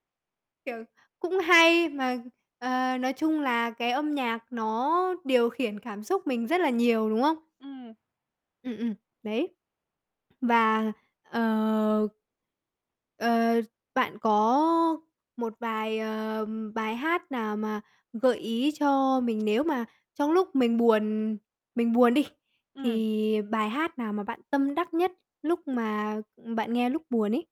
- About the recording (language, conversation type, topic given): Vietnamese, podcast, Âm nhạc ảnh hưởng đến cảm xúc của bạn như thế nào?
- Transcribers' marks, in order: mechanical hum